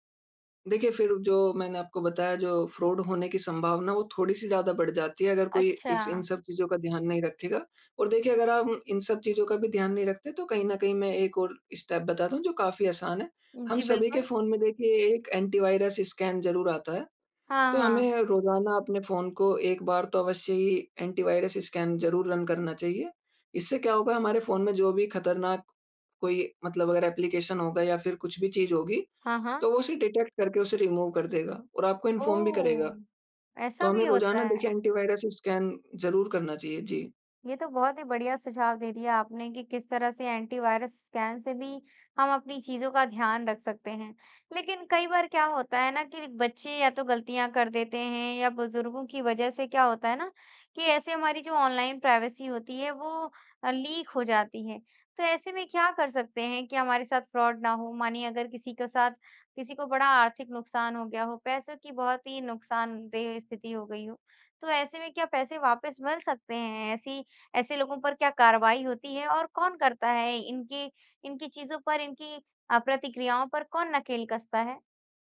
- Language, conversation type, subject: Hindi, podcast, ऑनलाइन निजता का ध्यान रखने के आपके तरीके क्या हैं?
- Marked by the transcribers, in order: in English: "फ्रॉड"; in English: "स्टेप"; in English: "एंटी वायरस स्कैन"; in English: "एंटी वायरस स्कैन"; in English: "रन"; in English: "एप्लीकेशन"; in English: "डिटेक्ट"; in English: "रिमूव"; in English: "इन्फॉर्म"; in English: "एंटी वायरस स्कैन"; in English: "एंटी वायरस स्कैन"; in English: "प्राइवेसी"; in English: "लीक"; in English: "फ्रॉड"